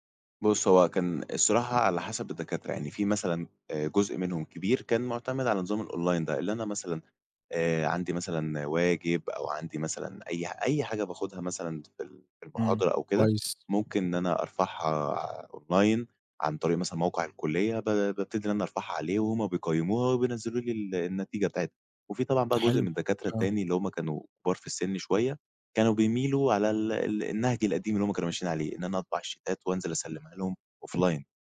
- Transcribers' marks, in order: in English: "الأونلاين"; tapping; in English: "أونلاين"; in English: "الشيتات"; in English: "أوفلاين"
- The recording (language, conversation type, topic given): Arabic, podcast, إيه رأيك في دور الإنترنت في التعليم دلوقتي؟